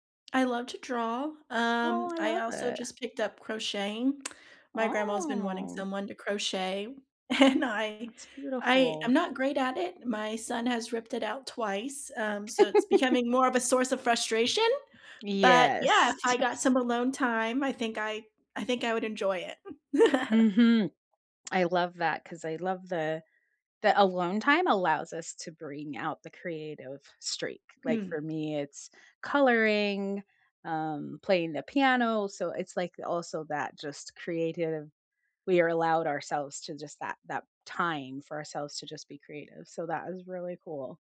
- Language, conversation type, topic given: English, unstructured, What is the difference between being alone and feeling lonely?
- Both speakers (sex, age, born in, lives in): female, 20-24, United States, United States; female, 45-49, United States, United States
- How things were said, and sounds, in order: drawn out: "Oh"; laughing while speaking: "and I"; laugh; chuckle; chuckle